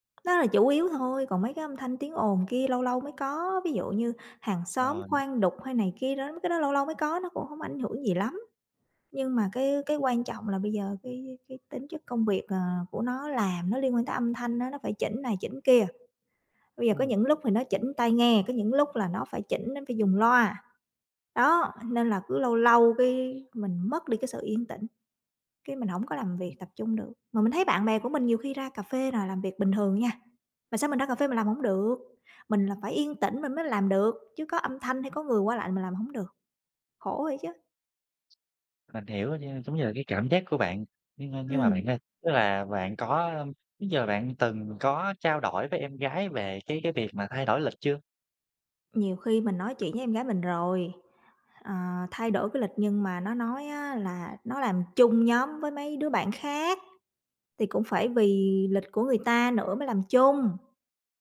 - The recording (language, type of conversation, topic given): Vietnamese, advice, Làm thế nào để bạn tạo được một không gian yên tĩnh để làm việc tập trung tại nhà?
- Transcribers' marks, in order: tapping; other background noise; other noise